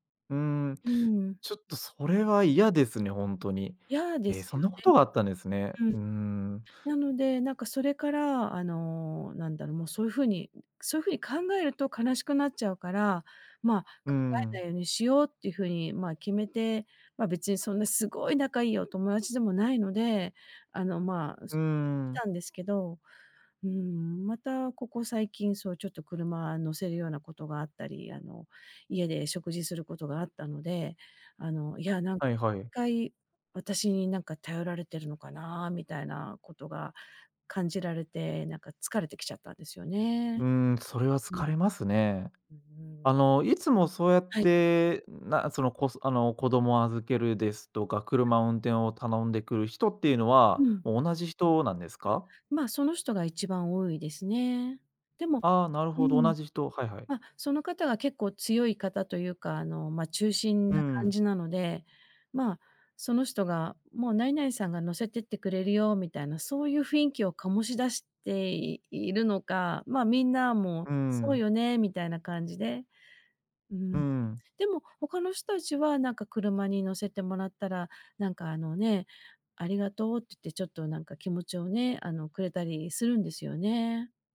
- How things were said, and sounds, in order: other background noise
- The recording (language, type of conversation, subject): Japanese, advice, 友達から過度に頼られて疲れているとき、どうすれば上手に距離を取れますか？